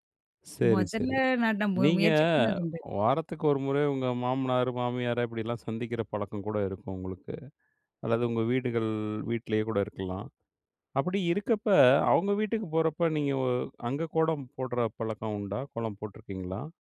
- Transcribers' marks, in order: drawn out: "நீங்க"; "கோலம்" said as "கோடம்"
- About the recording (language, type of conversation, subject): Tamil, podcast, கோலம் வரையுவது உங்கள் வீட்டில் எப்படி வழக்கமாக இருக்கிறது?